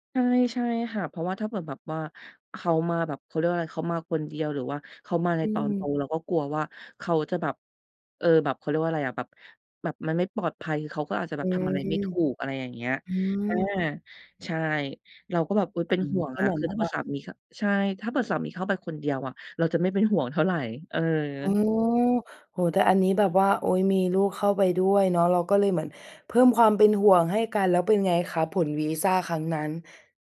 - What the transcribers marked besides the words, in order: none
- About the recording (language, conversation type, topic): Thai, podcast, การเดินทางครั้งไหนที่ทำให้คุณมองโลกเปลี่ยนไปบ้าง?
- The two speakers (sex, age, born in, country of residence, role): female, 20-24, Thailand, Thailand, host; female, 30-34, Thailand, Thailand, guest